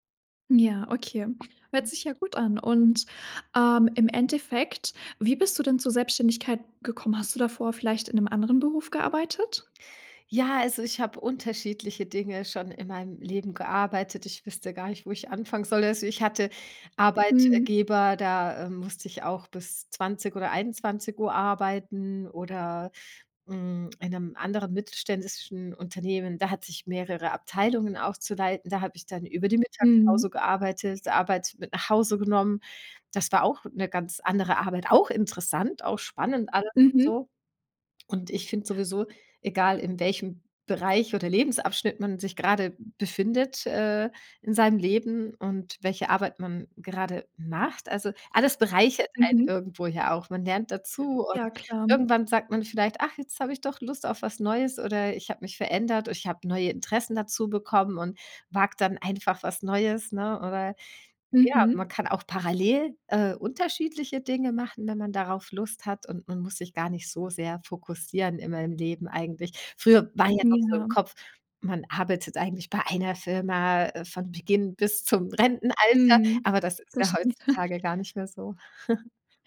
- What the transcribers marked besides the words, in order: other background noise; other noise; chuckle
- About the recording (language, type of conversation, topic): German, podcast, Wie trennst du Arbeit und Privatleben, wenn du zu Hause arbeitest?